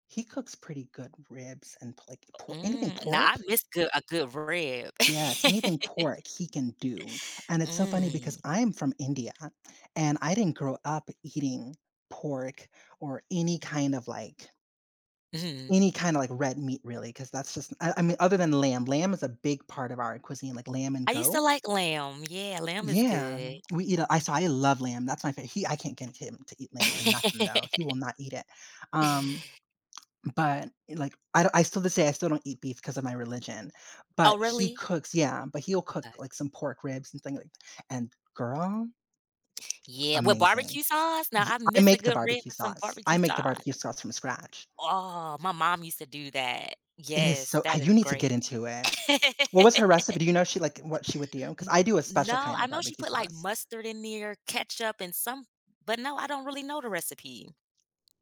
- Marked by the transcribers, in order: chuckle; laugh; laugh
- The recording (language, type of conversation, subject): English, unstructured, How do cultural expectations and gender roles influence who prepares and enjoys comfort food?
- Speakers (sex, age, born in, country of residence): female, 35-39, United States, United States; male, 40-44, United States, United States